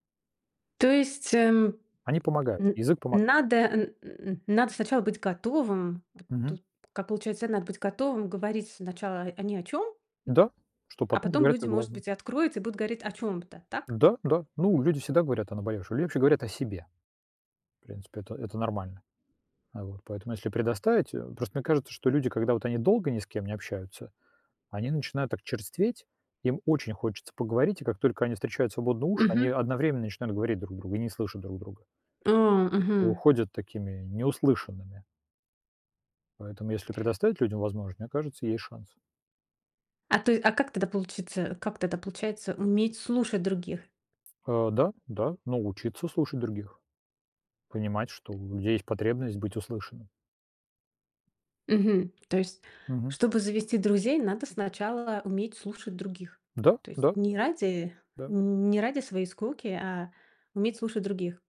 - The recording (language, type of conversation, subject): Russian, podcast, Как вы заводите друзей в новой среде?
- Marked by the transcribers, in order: tapping; other background noise